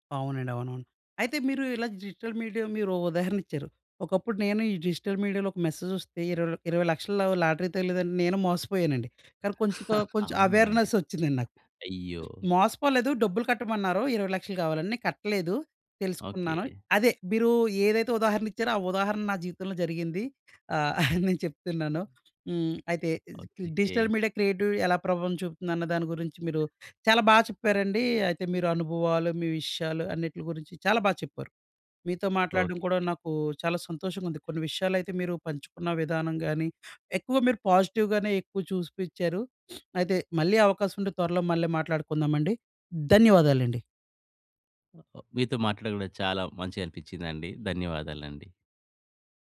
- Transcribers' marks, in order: in English: "డిజిటల్ మీడియా"; in English: "డిజిటల్ మీడియాలో"; in English: "లాటరీ"; chuckle; other background noise; chuckle; in English: "డిజిటల్ మీడియా క్రియేటివిటీ"; tapping; in English: "పాజిటివ్"; sniff
- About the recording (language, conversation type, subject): Telugu, podcast, డిజిటల్ మీడియా మీ సృజనాత్మకతపై ఎలా ప్రభావం చూపుతుంది?